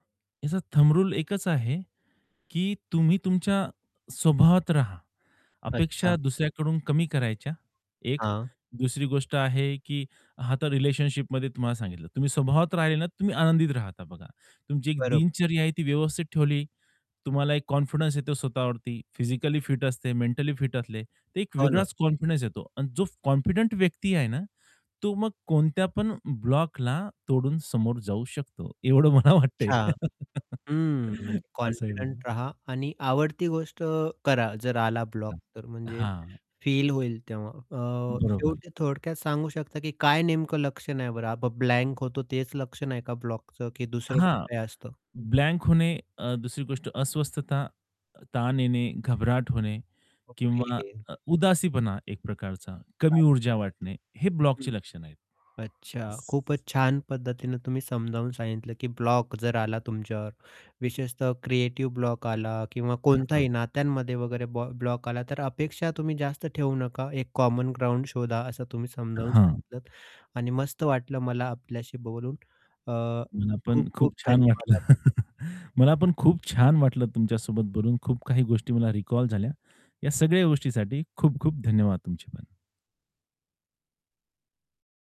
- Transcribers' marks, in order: static; distorted speech; in English: "कॉन्फिडन्स"; in English: "कॉन्फिडन्स"; in English: "कॉन्फिडंट"; tapping; laughing while speaking: "एवढं मला वाटतंय"; laugh; other background noise; in English: "कॉमन"; chuckle; in English: "रिकॉल"
- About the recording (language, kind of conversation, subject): Marathi, podcast, कोणी तुम्हाला ब्लॉक केल्यावर तुम्ही पुढे कसे जाता?